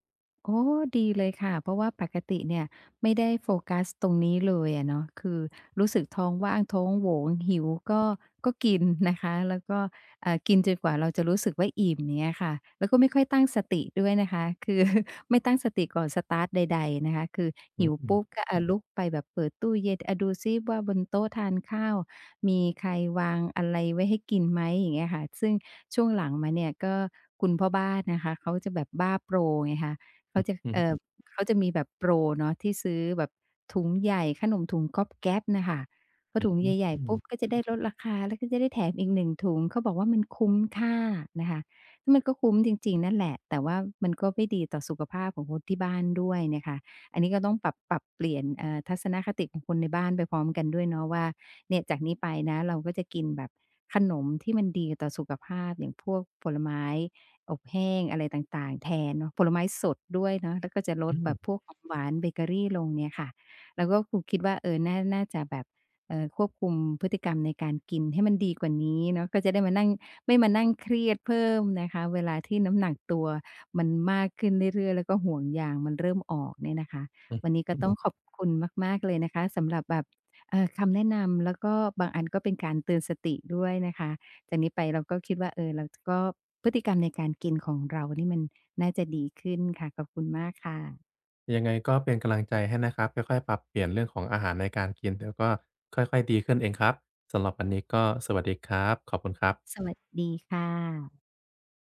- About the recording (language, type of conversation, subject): Thai, advice, ควรเลือกอาหารและของว่างแบบไหนเพื่อช่วยควบคุมความเครียด?
- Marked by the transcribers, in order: other background noise; laughing while speaking: "คือ"; "ก๊อบแก๊บ" said as "กรอบแกรบ"